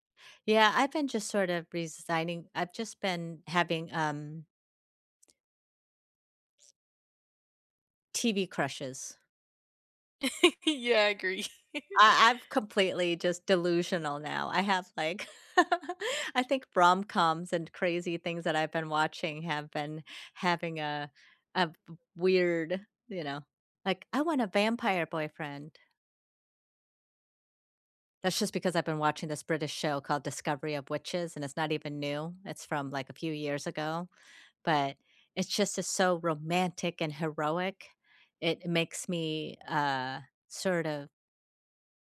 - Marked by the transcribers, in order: other background noise; laugh; laugh; stressed: "romantic"; tapping
- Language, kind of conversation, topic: English, unstructured, Why do people stay in unhealthy relationships?
- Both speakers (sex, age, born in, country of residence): female, 18-19, United States, United States; female, 55-59, Vietnam, United States